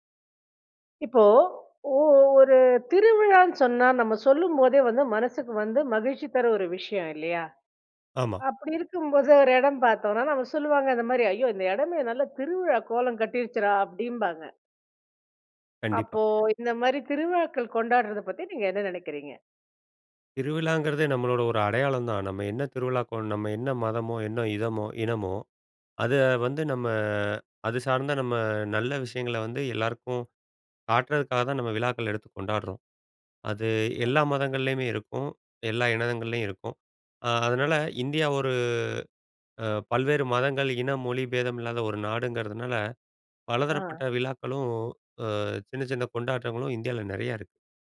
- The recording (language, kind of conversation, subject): Tamil, podcast, வெவ்வேறு திருவிழாக்களை கொண்டாடுவது எப்படி இருக்கிறது?
- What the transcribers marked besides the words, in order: surprised: "ஐயோ!"; "இனமோ" said as "இதமோ"; drawn out: "ஒரு"